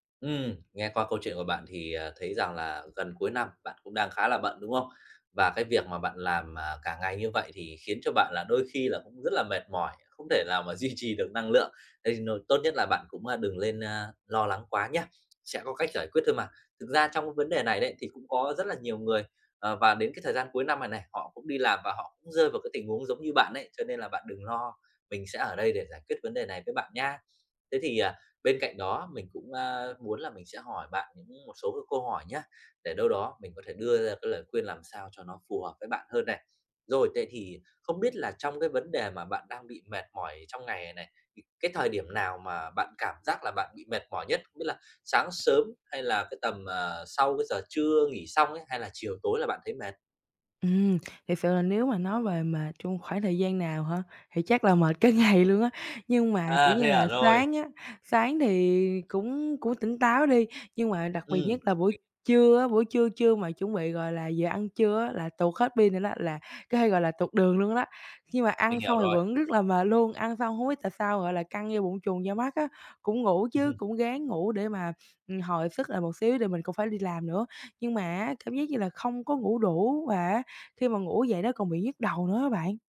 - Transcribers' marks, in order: tapping; laughing while speaking: "duy trì"; other background noise; laughing while speaking: "cả ngày"; laughing while speaking: "cái"; laughing while speaking: "Ừm"
- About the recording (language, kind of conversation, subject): Vietnamese, advice, Làm thế nào để duy trì năng lượng suốt cả ngày mà không cảm thấy mệt mỏi?